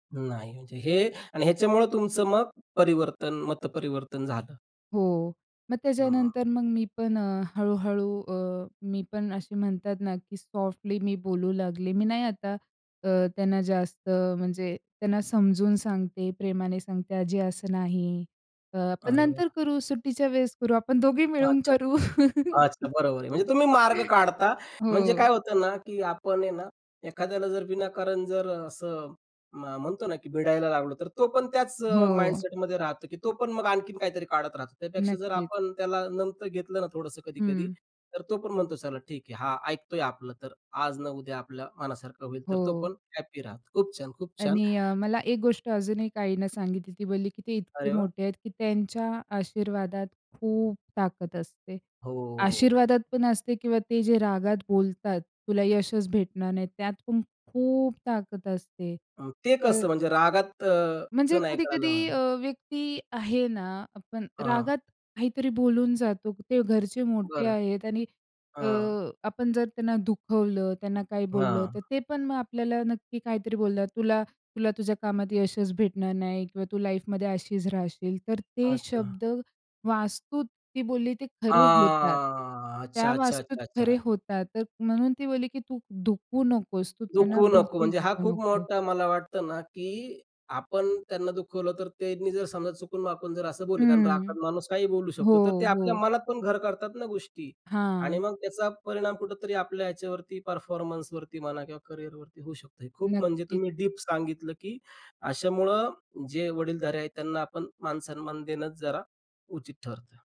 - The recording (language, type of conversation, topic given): Marathi, podcast, वृद्धांना सन्मान देण्याची तुमची घरगुती पद्धत काय आहे?
- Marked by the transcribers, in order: tapping; in English: "सॉफ्टली"; laughing while speaking: "मिळून करू"; laugh; in English: "माइंडसेटमध्ये"; other noise; drawn out: "हो"; stressed: "खूप"; in English: "लाईफमध्ये"; drawn out: "हां"